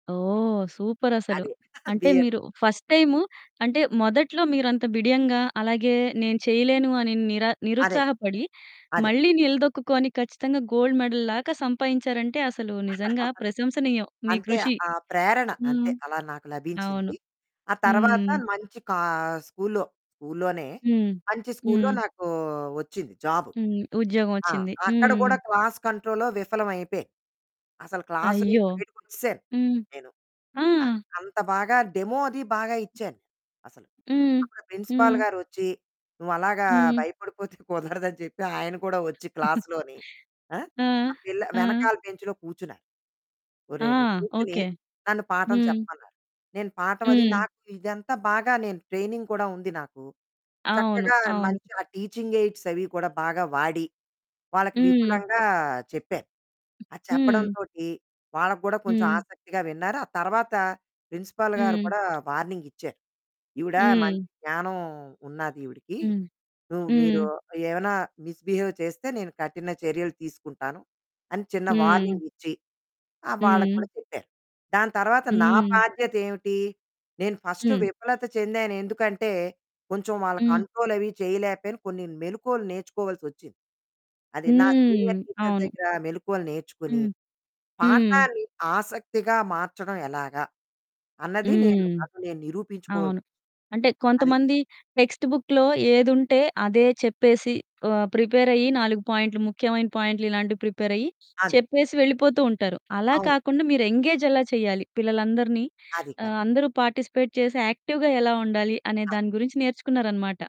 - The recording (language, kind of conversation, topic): Telugu, podcast, విఫలమైన తర్వాత మళ్లీ ప్రయత్నించడానికి మీకు ఏం ప్రేరణ కలిగింది?
- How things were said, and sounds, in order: static; chuckle; in English: "బీఎడ్"; in English: "ఫస్ట్"; in English: "గోల్డ్ మెడల్"; laugh; other background noise; in English: "క్లాస్ కంట్రోల్‌లో"; distorted speech; in English: "డెమో"; in English: "ప్రిన్సిపల్"; laughing while speaking: "భయపడిపోతే కుదరదు అని చెప్పి"; in English: "క్లాస్"; giggle; in English: "బెంచ్‌లో"; in English: "ట్రైనింగ్"; in English: "టీచింగ్"; in English: "ప్రిన్సిపల్"; in English: "మిస్ బిహేవ్"; in English: "సీనియర్ టీచర్"; in English: "టెక్స్ట్ బుక్‌లో"; in English: "ఎంగేజ్"; in English: "పార్టిసిపేట్"; in English: "కరెక్ట్"; in English: "యాక్టివ్‌గా"